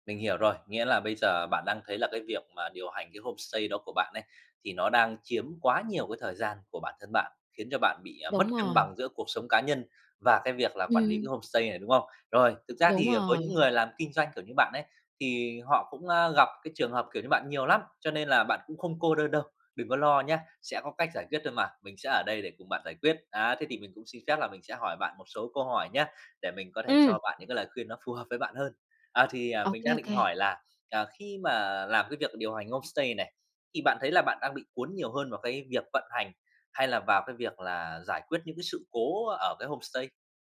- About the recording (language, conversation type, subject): Vietnamese, advice, Làm sao bạn có thể cân bằng giữa cuộc sống cá nhân và trách nhiệm điều hành công ty khi áp lực ngày càng lớn?
- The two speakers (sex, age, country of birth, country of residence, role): female, 25-29, Vietnam, Vietnam, user; male, 30-34, Vietnam, Vietnam, advisor
- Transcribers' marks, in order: in English: "homestay"; in English: "homestay"; tapping; in English: "homestay"; in English: "homestay?"